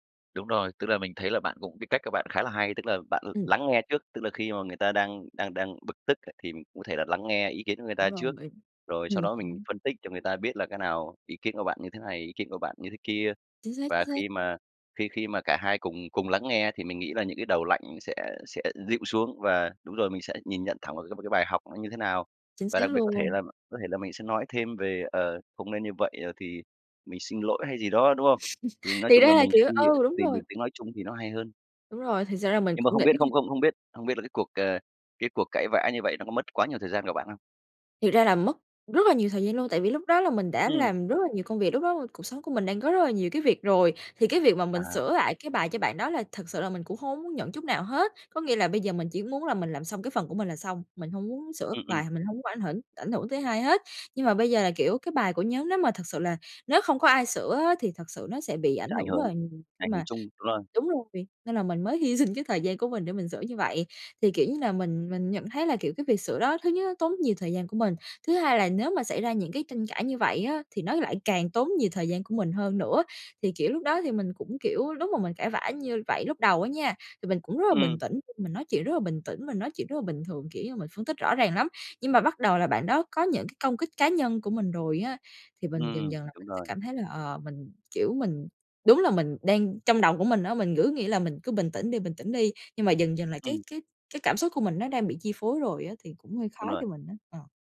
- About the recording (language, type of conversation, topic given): Vietnamese, podcast, Làm sao bạn giữ bình tĩnh khi cãi nhau?
- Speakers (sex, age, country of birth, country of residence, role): female, 20-24, Vietnam, Vietnam, guest; male, 35-39, Vietnam, Vietnam, host
- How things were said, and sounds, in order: laugh; tapping; "hưởng" said as "hẩn"; laughing while speaking: "sinh"